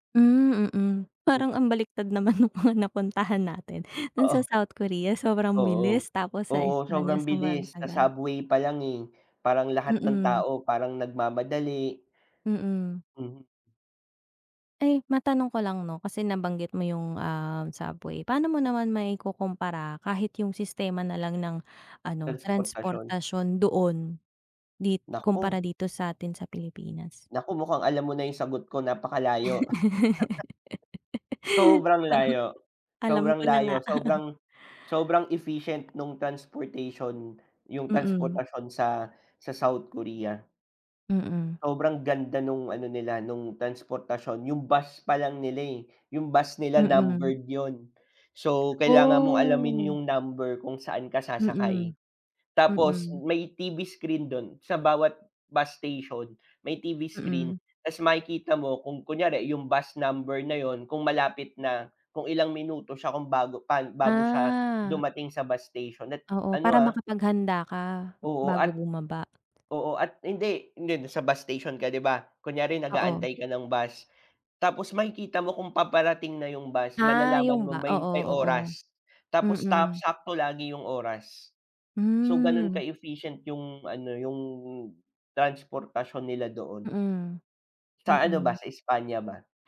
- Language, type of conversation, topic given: Filipino, unstructured, Ano ang mga bagong kaalaman na natutuhan mo sa pagbisita mo sa [bansa]?
- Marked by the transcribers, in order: in English: "subway"; in English: "subway"; chuckle; inhale; in English: "efficient"; other noise; drawn out: "Oh"